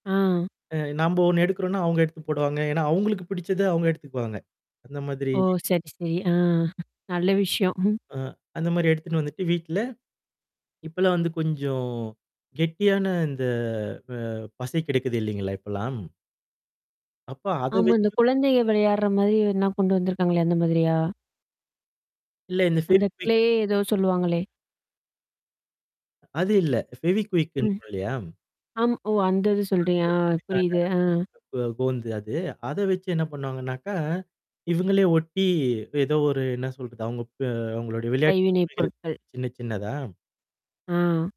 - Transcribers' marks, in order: static; other noise; in English: "ஃபெவிகுயிக்ன்னு"; in English: "க்ளே"; in English: "ஃபெவிகுயிக்ன்றோம்"; distorted speech
- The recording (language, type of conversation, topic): Tamil, podcast, சின்னப் பிள்ளையாய் இருந்தபோது நீங்கள் எதைச் சேகரித்தீர்கள்?